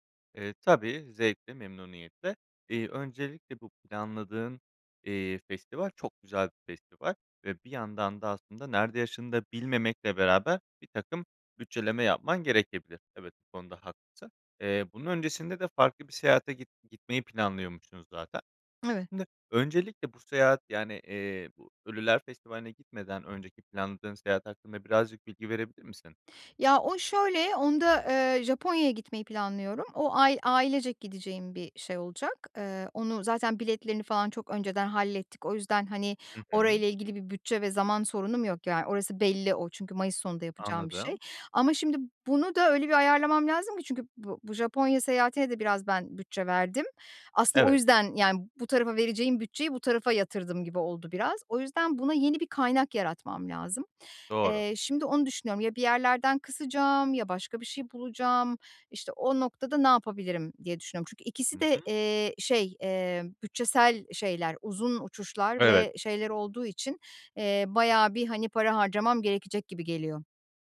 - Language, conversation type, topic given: Turkish, advice, Zamanım ve bütçem kısıtlıyken iyi bir seyahat planını nasıl yapabilirim?
- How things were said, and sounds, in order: "yaşadığını" said as "yaşında"; tapping; other background noise